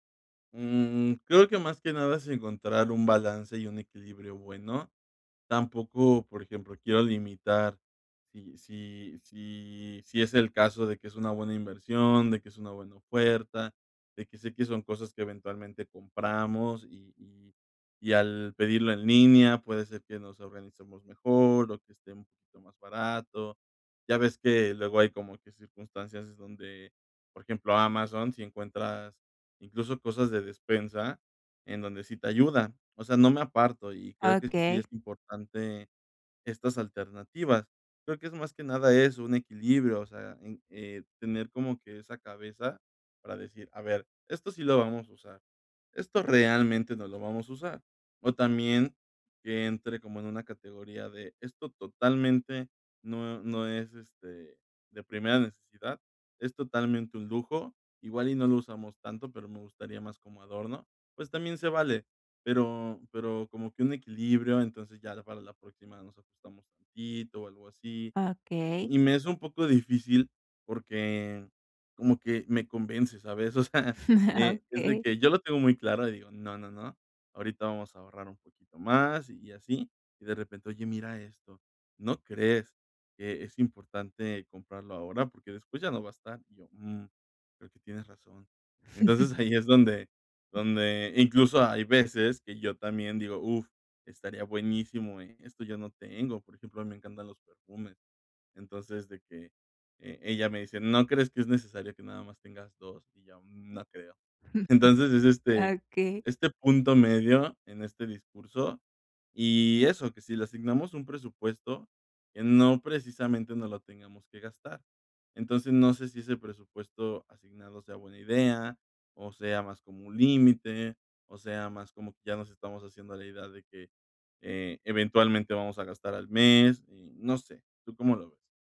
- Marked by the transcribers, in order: tapping; laughing while speaking: "sea"; chuckle; laughing while speaking: "Okey"; laughing while speaking: "ahí"; chuckle; other background noise; chuckle; laughing while speaking: "Entonces"
- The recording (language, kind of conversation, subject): Spanish, advice, ¿Cómo puedo comprar lo que necesito sin salirme de mi presupuesto?